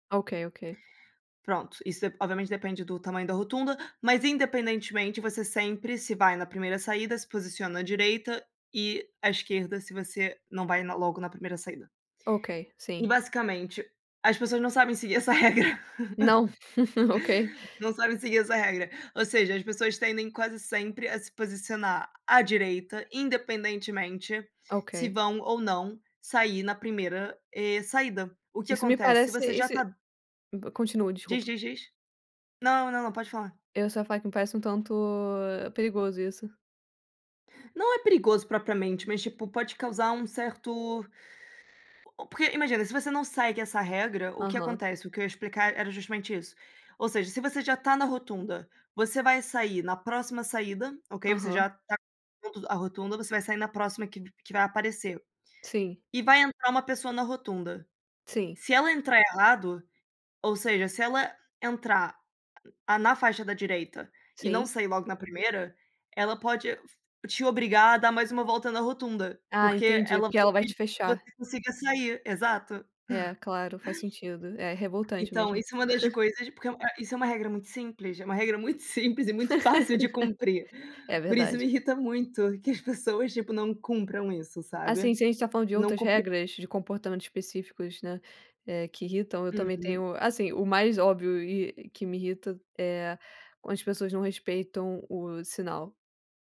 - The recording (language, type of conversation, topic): Portuguese, unstructured, O que mais te irrita no comportamento das pessoas no trânsito?
- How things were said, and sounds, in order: laugh; giggle; other noise; unintelligible speech; other background noise; laugh; chuckle; laugh